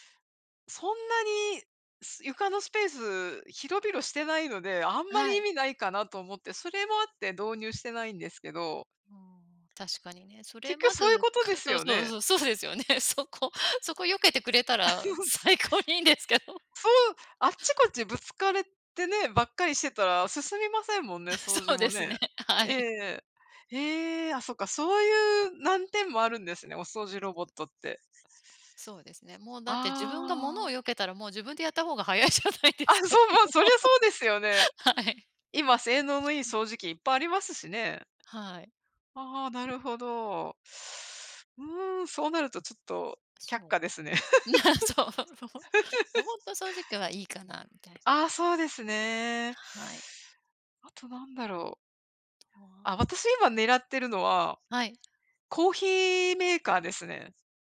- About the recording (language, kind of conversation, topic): Japanese, unstructured, どのようなガジェットが日々の生活を楽にしてくれましたか？
- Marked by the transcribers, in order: other background noise; laughing while speaking: "そうですよね。そこ"; laughing while speaking: "あ、 す"; unintelligible speech; laughing while speaking: "最高にいいんですけど"; tapping; laughing while speaking: "あ、そうですね。はい"; laughing while speaking: "早いじゃないですか。はい"; unintelligible speech; laughing while speaking: "んあ、そう"; laugh